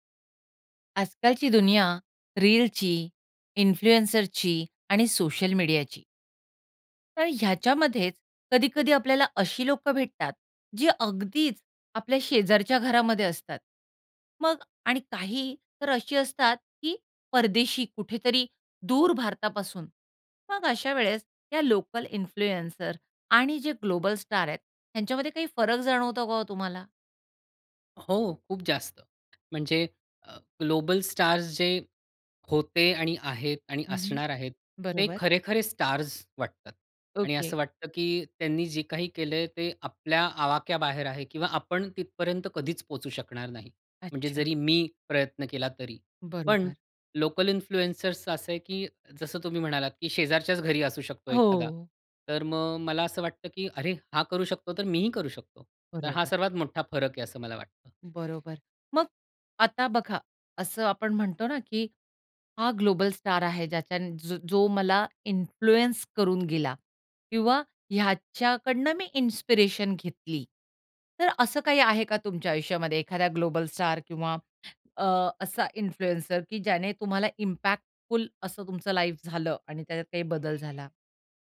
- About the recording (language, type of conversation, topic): Marathi, podcast, लोकल इन्फ्लुएंसर आणि ग्लोबल स्टारमध्ये फरक कसा वाटतो?
- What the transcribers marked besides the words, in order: in English: "इन्फ्लुएन्सरची"; in English: "इन्फ्लुएन्सर"; in English: "इन्फ्लुएन्सर्सचं"; surprised: "अरे! हा करू शकतो, तर मीही करू शकतो"; other background noise; in English: "इन्फ्लुअन्स"; in English: "इन्स्पिरेशन"; in English: "इन्फ्लुएन्सर"; in English: "इम्पॅक्टफुल"; horn